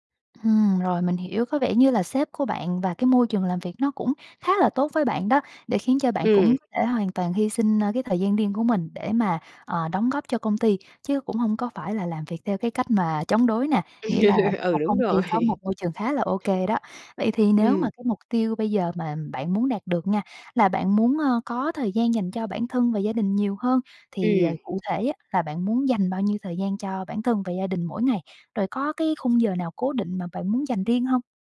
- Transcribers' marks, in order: tapping; other background noise; laugh; laughing while speaking: "rồi"; chuckle
- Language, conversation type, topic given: Vietnamese, advice, Làm sao để cân bằng thời gian giữa công việc và cuộc sống cá nhân?